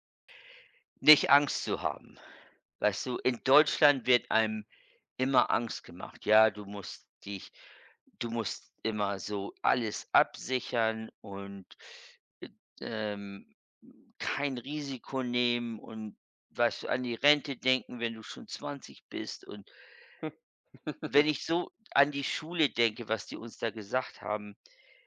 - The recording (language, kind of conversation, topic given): German, unstructured, Was motiviert dich, deine Träume zu verfolgen?
- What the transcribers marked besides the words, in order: chuckle